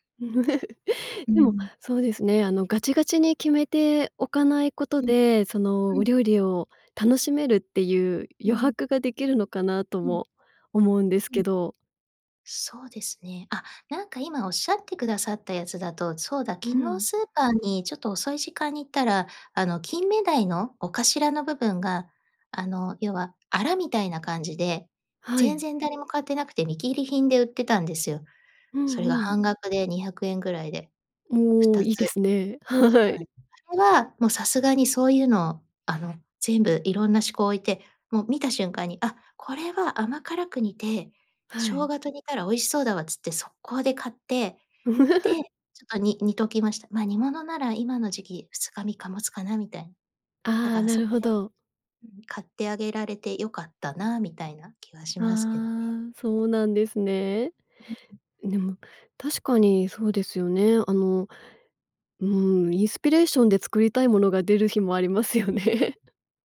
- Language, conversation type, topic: Japanese, podcast, 食材の無駄を減らすために普段どんな工夫をしていますか？
- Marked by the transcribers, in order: laugh; laugh; in English: "インスピレーション"; laughing while speaking: "ありますよね"